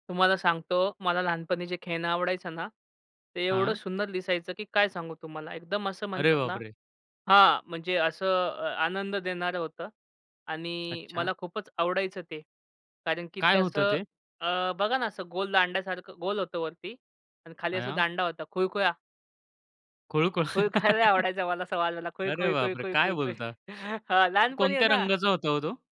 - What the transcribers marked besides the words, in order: tapping; laughing while speaking: "खुळखुळा"; laughing while speaking: "खुळखुळा लय"; giggle; chuckle
- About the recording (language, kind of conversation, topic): Marathi, podcast, बालपणी तुला कोणत्या खेळण्यांसोबत वेळ घालवायला सर्वात जास्त आवडायचं?